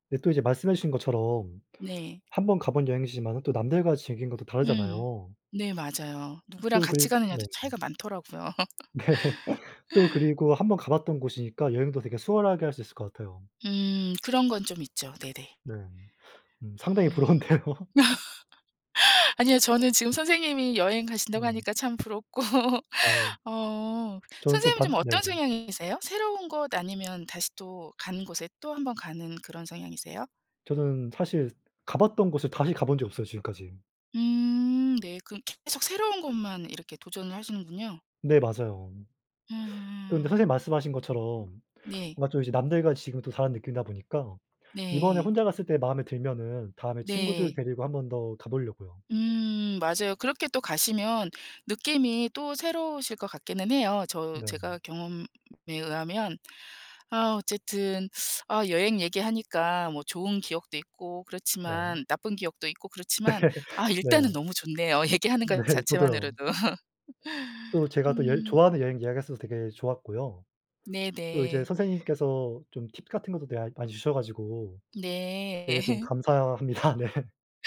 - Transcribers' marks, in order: other background noise; laughing while speaking: "네"; laugh; laugh; laughing while speaking: "부러운데요"; laugh; laughing while speaking: "부럽고"; laugh; laughing while speaking: "네"; laughing while speaking: "얘기하는"; laugh; laugh; laughing while speaking: "감사합니다. 네"
- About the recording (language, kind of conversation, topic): Korean, unstructured, 친구와 여행을 갈 때 의견 충돌이 생기면 어떻게 해결하시나요?